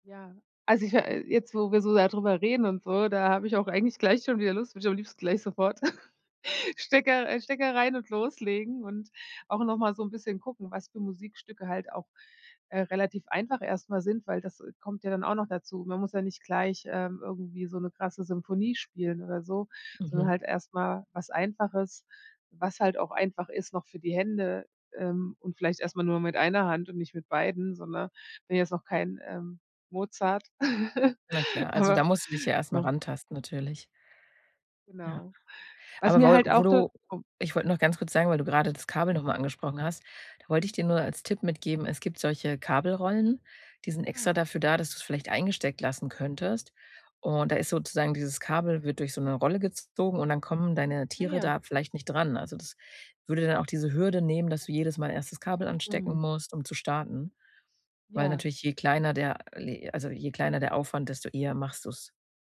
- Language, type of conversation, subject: German, advice, Wie kann ich meine Motivation beim regelmäßigen Üben aufrechterhalten?
- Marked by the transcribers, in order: giggle; giggle; chuckle; unintelligible speech